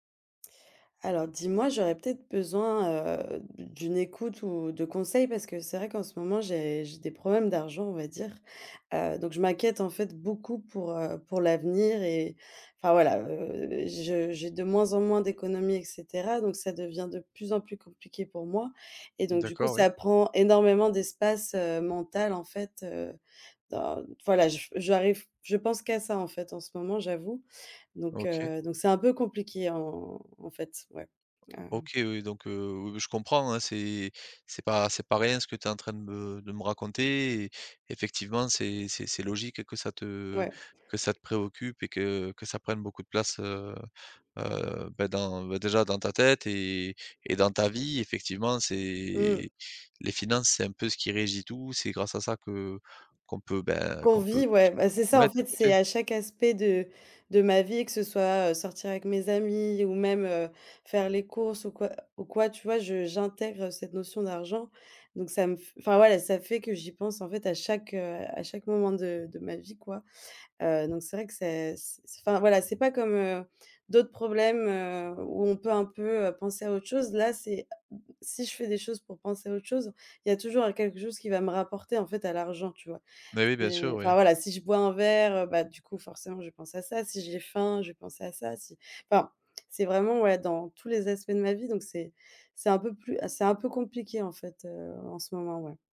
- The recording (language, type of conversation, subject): French, advice, Comment décririez-vous votre inquiétude persistante concernant l’avenir ou vos finances ?
- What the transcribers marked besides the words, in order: drawn out: "c'est"; stressed: "chaque"; other background noise